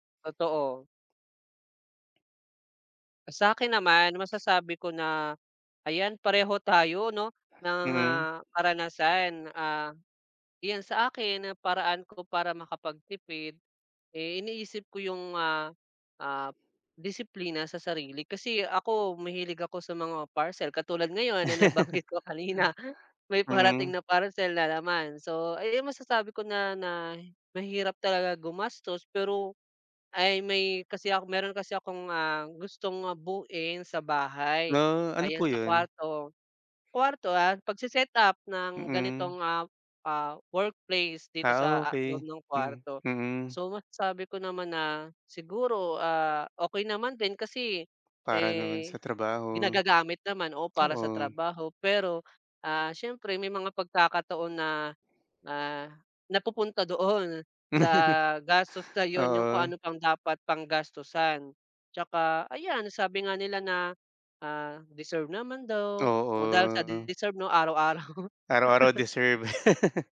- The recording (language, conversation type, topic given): Filipino, unstructured, Ano sa tingin mo ang tamang paraan ng pagtitipid ng pera?
- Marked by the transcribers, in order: chuckle; chuckle; chuckle; laugh